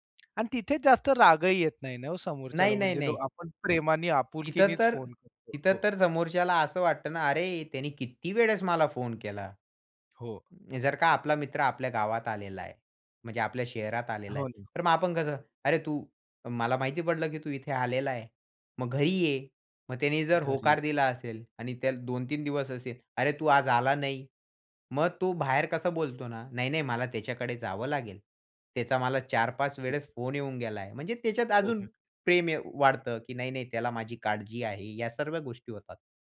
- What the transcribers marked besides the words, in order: tapping; other noise; other background noise; unintelligible speech
- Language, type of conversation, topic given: Marathi, podcast, लक्षात राहील असा पाठपुरावा कसा करावा?